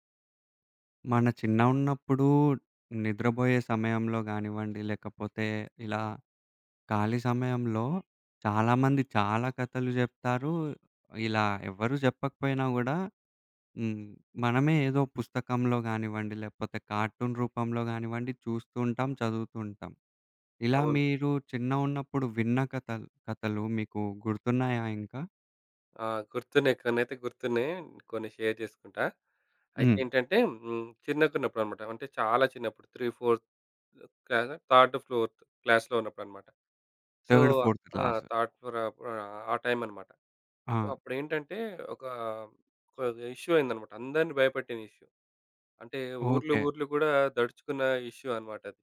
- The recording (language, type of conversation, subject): Telugu, podcast, మీరు చిన్నప్పుడు వినిన కథలు ఇంకా గుర్తున్నాయా?
- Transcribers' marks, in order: other background noise; horn; in English: "కార్టూన్"; in English: "షేర్"; in English: "త్రీ ఫోర్"; in English: "థర్డ్ ఫోర్త్ క్లాస్‌లో"; in English: "థర్డ్, ఫోర్త్"; in English: "సో"; in English: "థర్డ్ ఫోర్"; in English: "సో"; in English: "ఇష్యూ"; in English: "ఇష్యూ"; in English: "ఇష్యూ"